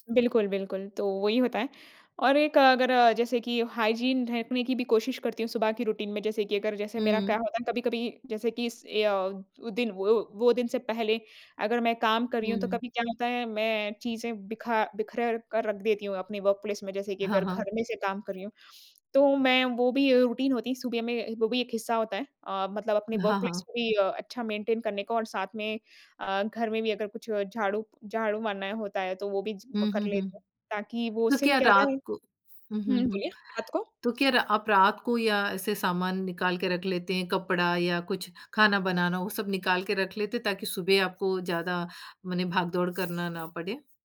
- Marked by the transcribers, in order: in English: "हाइजीन"; in English: "रूटीन"; "बिखेर" said as "बिखरेर"; in English: "वर्क प्लेस"; in English: "रूटीन"; in English: "वर्क प्लेस"; in English: "मेंटेन"; other background noise
- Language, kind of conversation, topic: Hindi, podcast, सुबह की दिनचर्या में आप सबसे ज़रूरी क्या मानते हैं?